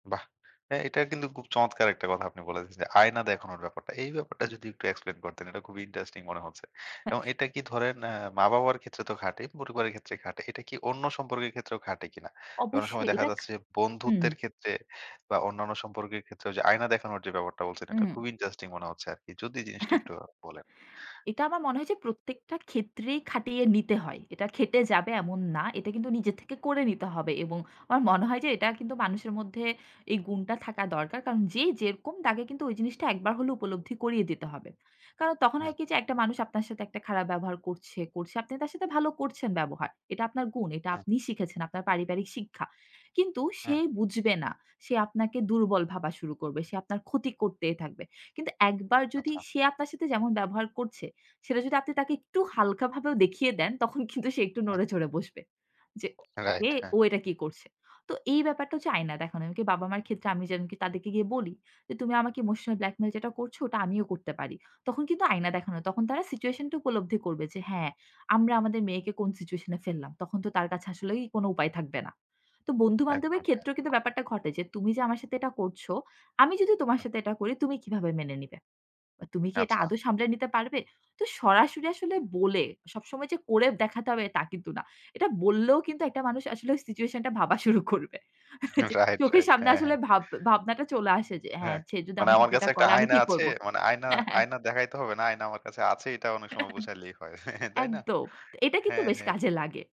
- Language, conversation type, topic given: Bengali, podcast, পরিবারের চাহিদা আর নিজের ইচ্ছার মধ্যে আপনি কীভাবে সমঝোতা করেন?
- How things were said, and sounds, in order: "খুব" said as "কুপ"; in English: "explain"; in English: "interesting"; other background noise; tapping; in English: "interesting"; chuckle; unintelligible speech; in English: "situation"; in English: "situation"; laughing while speaking: "ভাবা শুরু করবে। যে চোখের সামনে আসলে ভাব ভাবনাটা চলে আসে"; laughing while speaking: "রাইট, রাইট। হ্যাঁ, হ্যাঁ"; chuckle; chuckle